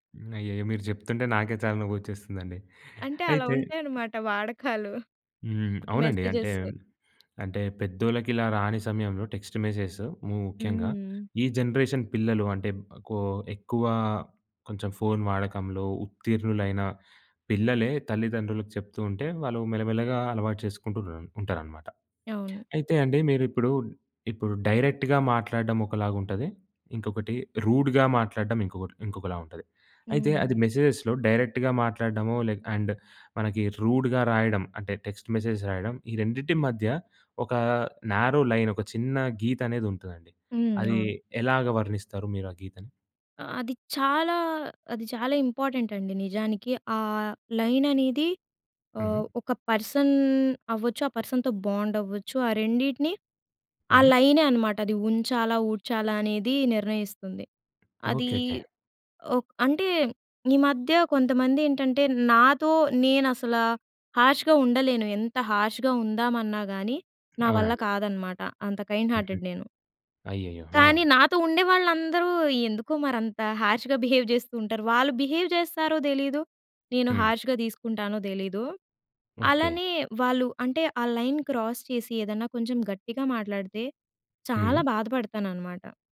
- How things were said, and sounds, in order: tapping; in English: "టెక్స్ట్ మెసేజ్‌స్"; in English: "జనరేషన్"; in English: "డైరెక్ట్‌గా"; in English: "రూడ్‌గా"; in English: "మెసేజ్‌లో డైరెక్ట్‌గా"; in English: "అండ్"; in English: "రూడ్‌గా"; in English: "టెక్స్ట్ మెసేజ్"; in English: "నారో లైన్"; in English: "ఇంపార్టెంట్"; in English: "లైన్"; in English: "పర్సన్"; in English: "పర్సన్‍తో బాండ్"; in English: "లైనే"; in English: "హర్ష్‌గా"; in English: "హర్ష్‌గా"; in English: "కైండ్ హార్టెడ్"; in English: "హర్ష్‌గా బిహేవ్"; in English: "బిహేవ్"; in English: "హార్ష్‌గా"; in English: "లైన్ క్రాస్"
- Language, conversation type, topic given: Telugu, podcast, ఆన్‌లైన్ సందేశాల్లో గౌరవంగా, స్పష్టంగా మరియు ధైర్యంగా ఎలా మాట్లాడాలి?